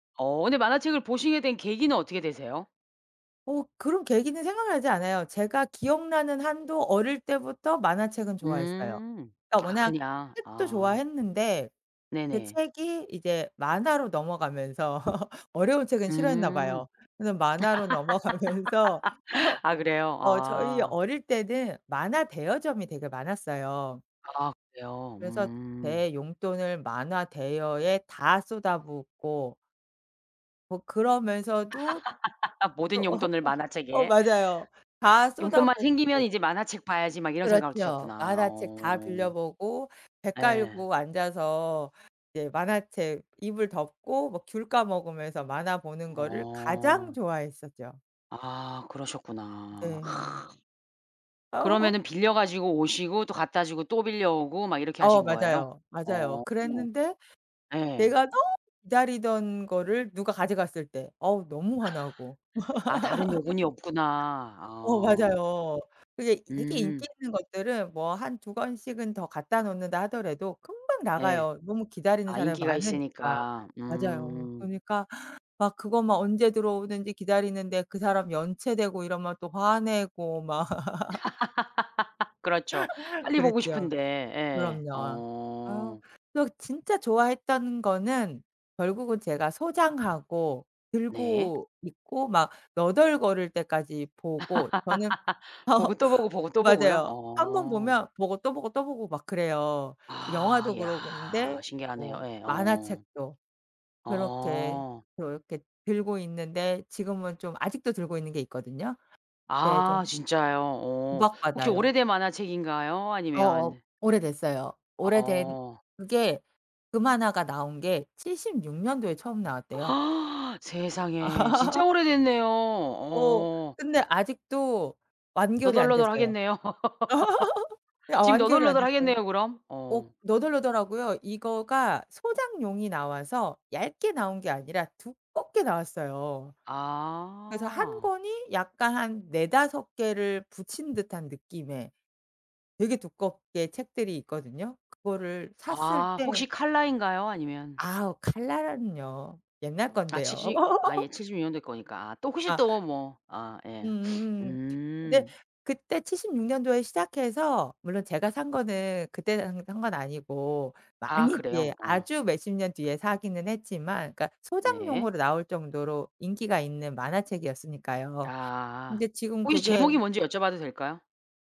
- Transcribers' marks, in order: other background noise; laugh; laughing while speaking: "넘어가면서 어"; laugh; other noise; laugh; laugh; laugh; laugh; tapping; gasp; laugh; laugh; laugh; sniff
- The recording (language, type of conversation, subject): Korean, podcast, 어릴 때 즐겨 보던 만화나 TV 프로그램은 무엇이었나요?